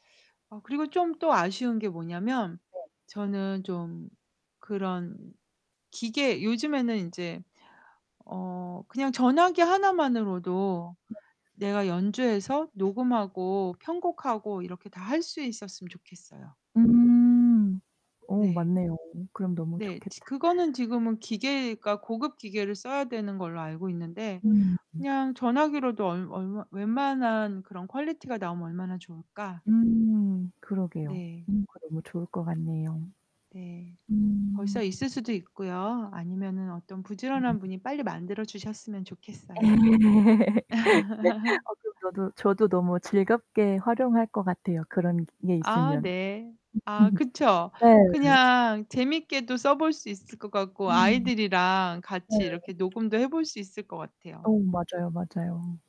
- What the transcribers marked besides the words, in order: static; distorted speech; other background noise; laugh; laugh; tapping
- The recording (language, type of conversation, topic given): Korean, unstructured, 요즘 가장 좋아하는 스마트폰 기능은 무엇인가요?